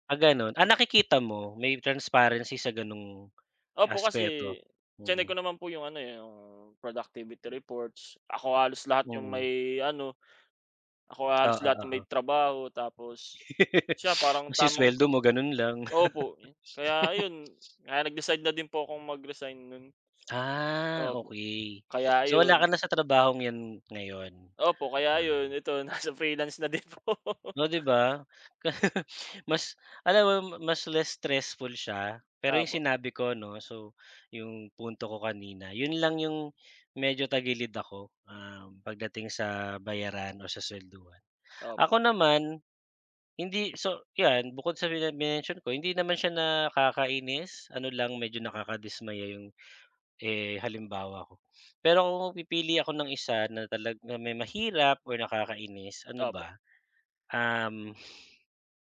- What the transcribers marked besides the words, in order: laugh; sniff; laugh; laughing while speaking: "nasa freelance na din po"; tapping; laugh
- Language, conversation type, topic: Filipino, unstructured, Ano ang mga bagay na gusto mong baguhin sa iyong trabaho?